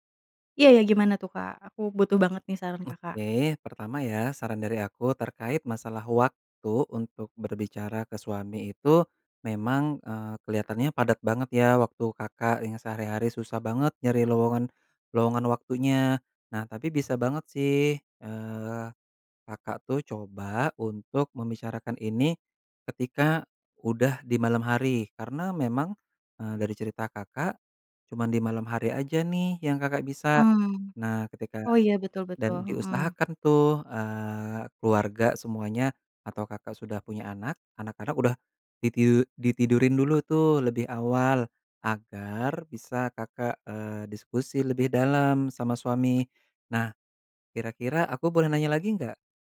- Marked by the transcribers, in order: none
- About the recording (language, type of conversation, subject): Indonesian, advice, Bagaimana cara mengatasi pertengkaran yang berulang dengan pasangan tentang pengeluaran rumah tangga?